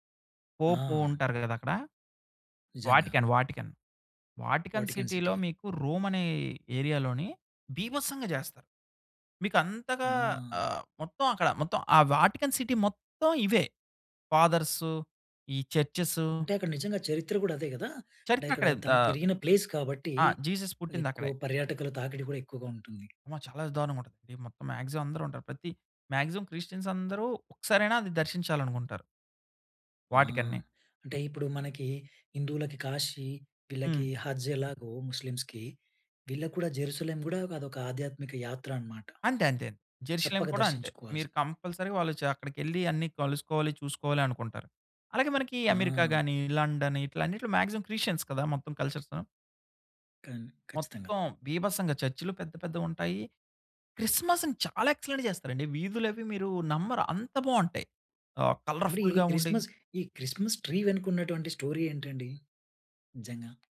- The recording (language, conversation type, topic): Telugu, podcast, పండుగల సమయంలో ఇంటి ఏర్పాట్లు మీరు ఎలా ప్రణాళిక చేసుకుంటారు?
- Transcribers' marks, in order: in English: "సిటీ"; in English: "ఏరియాలోని"; in English: "సిటీ"; in English: "ప్లేస్"; in English: "మాక్సిమం"; in English: "మాక్సిమం క్రిస్టియన్స్"; in English: "కంపల్సరీగా"; tapping; in English: "మాక్సిమం క్రిస్టియన్స్"; in English: "ఎక్సలెంట్‌గ"; in English: "కలర్ఫుల్‌గా"; in English: "స్టోరీ"